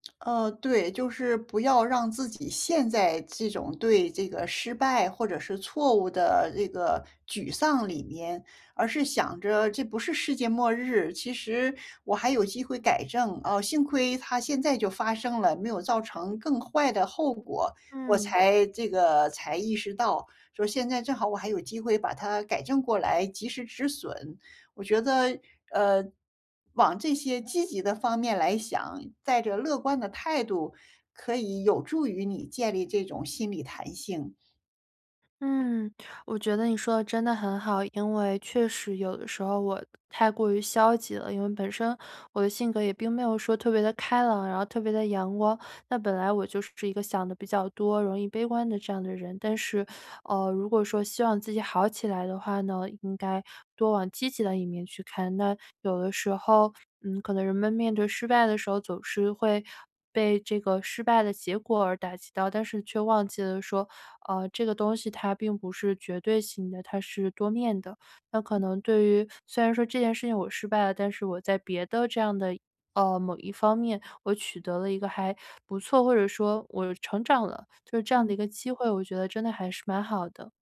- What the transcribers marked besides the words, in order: tapping; other background noise; "都" said as "的"
- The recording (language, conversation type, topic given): Chinese, advice, 我怎样在变化和不确定中建立心理弹性并更好地适应？